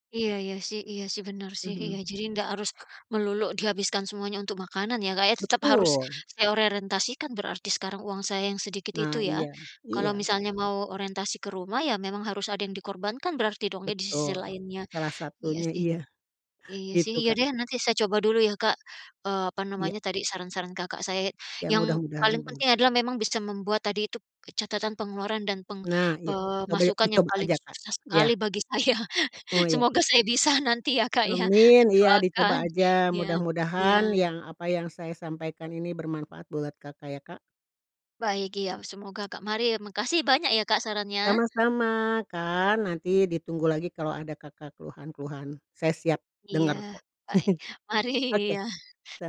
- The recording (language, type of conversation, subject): Indonesian, advice, Apa saja kendala yang Anda hadapi saat menabung untuk tujuan besar seperti membeli rumah atau membiayai pendidikan anak?
- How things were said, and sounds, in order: "melulu" said as "meluluk"; "orientasikan" said as "oririentasikan"; laughing while speaking: "iya"; laughing while speaking: "saya"; laughing while speaking: "bisa"; chuckle; other background noise